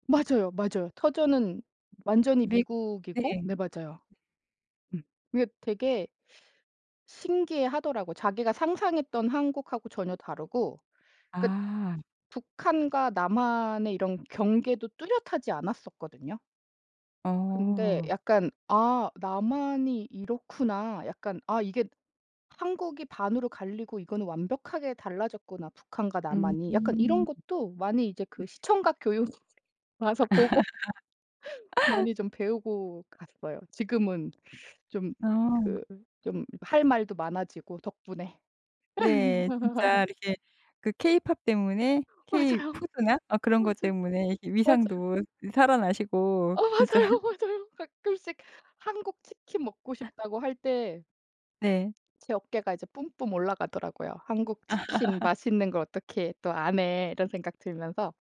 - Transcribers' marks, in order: other background noise; tapping; laugh; laugh; laughing while speaking: "맞아요. 맞아요"; laughing while speaking: "어. 맞아요, 맞아요"; laughing while speaking: "진짜"; laugh; laugh
- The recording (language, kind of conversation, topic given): Korean, podcast, 함께 요리하면 사람 사이의 관계가 어떻게 달라지나요?